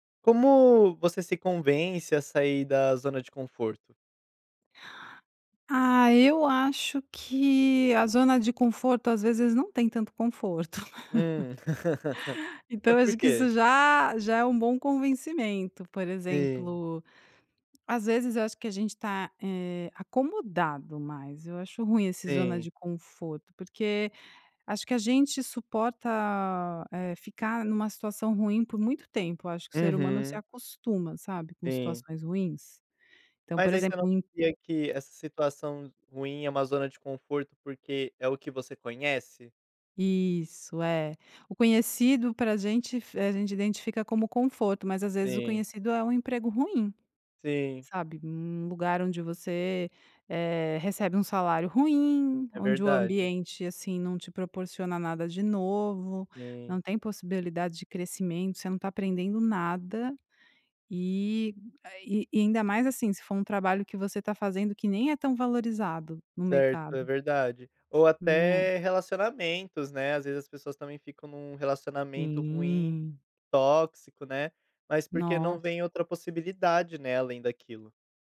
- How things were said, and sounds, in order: laugh; other background noise
- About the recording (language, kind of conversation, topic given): Portuguese, podcast, Como você se convence a sair da zona de conforto?